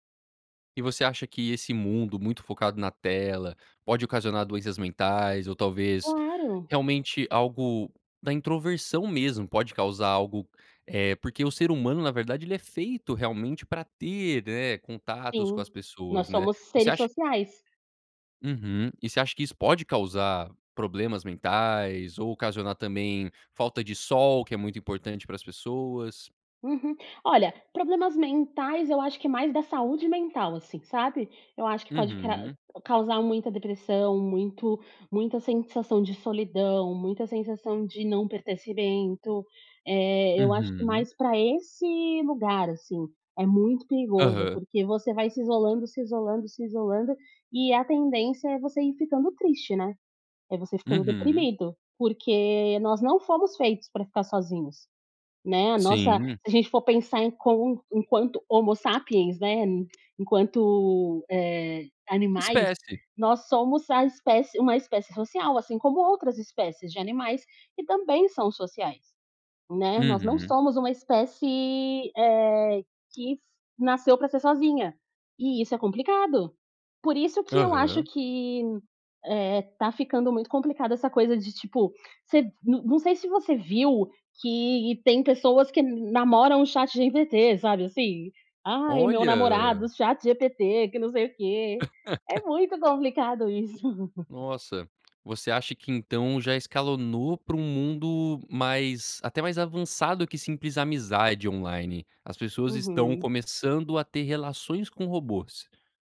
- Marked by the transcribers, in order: tapping; other background noise; laugh; chuckle; in English: "online"
- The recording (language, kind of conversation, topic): Portuguese, podcast, como criar vínculos reais em tempos digitais